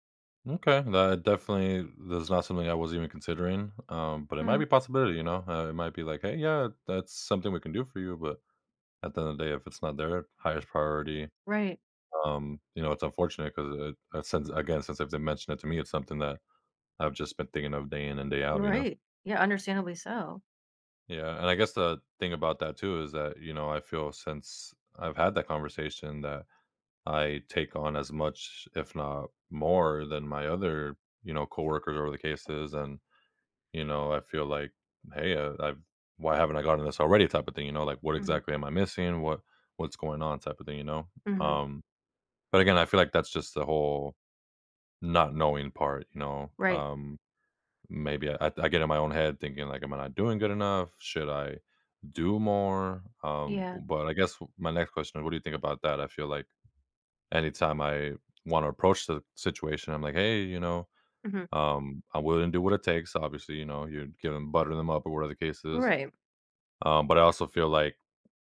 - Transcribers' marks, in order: tapping
- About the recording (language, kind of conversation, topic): English, advice, How can I position myself for a promotion at my company?
- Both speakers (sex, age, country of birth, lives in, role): female, 30-34, United States, United States, advisor; male, 25-29, United States, United States, user